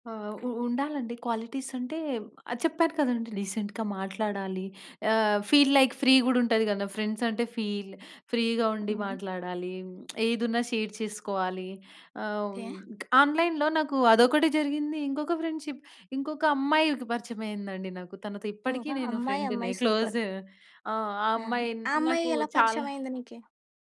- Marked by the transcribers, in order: in English: "క్వాలిటీస్"; in English: "రీసెంట్‌గా"; in English: "ఫీల్ లైక్ ఫ్రీ"; in English: "ఫ్రెండ్స్"; in English: "ఫీల్ ఫ్రీగా"; lip smack; in English: "షేర్"; in English: "ఆన్‌లైన్‌లో"; in English: "ఫ్రెండ్‌షిప్"; in English: "సూపర్"
- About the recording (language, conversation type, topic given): Telugu, podcast, ఆన్‌లైన్‌లో ఏర్పడే స్నేహాలు నిజమైన బంధాలేనా?